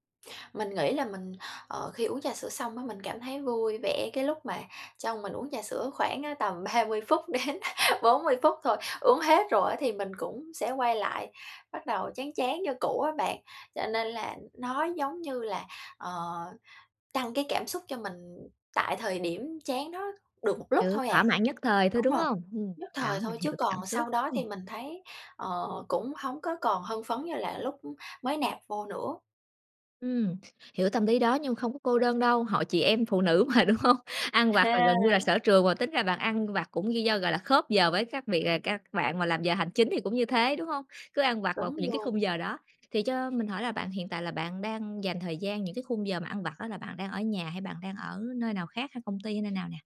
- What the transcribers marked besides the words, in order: tapping; other background noise; laughing while speaking: "đến"; laughing while speaking: "mà, đúng hông?"
- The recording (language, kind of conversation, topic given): Vietnamese, advice, Làm sao để tránh cám dỗ ăn vặt giữa ngày?